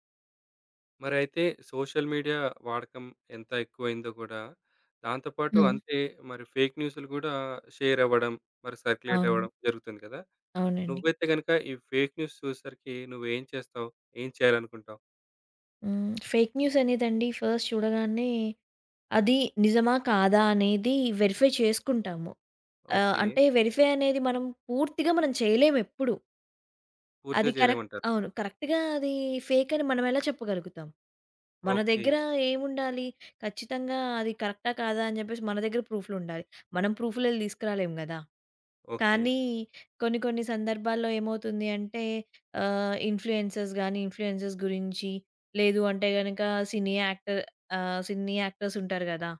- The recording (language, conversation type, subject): Telugu, podcast, ఫేక్ న్యూస్ కనిపిస్తే మీరు ఏమి చేయాలని అనుకుంటారు?
- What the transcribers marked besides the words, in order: in English: "సోషల్ మీడియా"; tapping; in English: "ఫేక్"; in English: "ఫేక్ న్యూస్"; in English: "ఫేక్ న్యూస్"; in English: "ఫస్ట్"; in English: "వెరిఫై"; in English: "వెరిఫై"; in English: "కరెక్ట్"; in English: "కరెక్ట్‌గా"; other background noise; in English: "ఇన్‌ఫ్లుయెన్సర్స్"; in English: "ఇన్‌ఫ్లుయెన్సర్స్"; in English: "సినీ యాక్టర్"